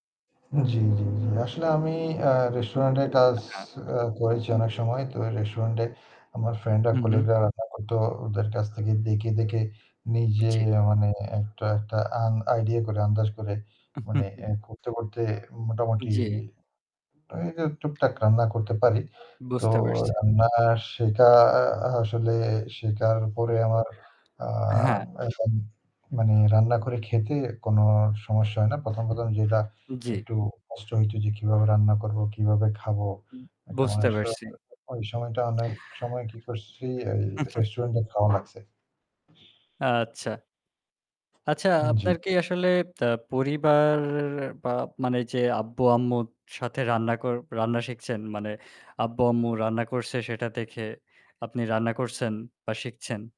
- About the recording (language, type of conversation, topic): Bengali, unstructured, আপনি কীভাবে নতুন কোনো রান্নার রেসিপি শেখার চেষ্টা করেন?
- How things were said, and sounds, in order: static; other background noise; distorted speech; chuckle; in English: "idea"; tapping; chuckle; unintelligible speech; chuckle